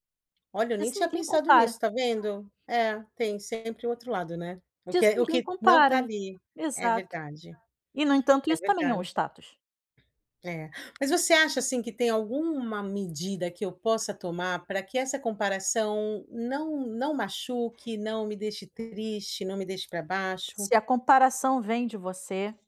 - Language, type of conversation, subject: Portuguese, advice, Como você se sente ao se comparar constantemente com amigos, familiares ou colegas de trabalho?
- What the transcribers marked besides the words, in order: other background noise; in English: "status"; tapping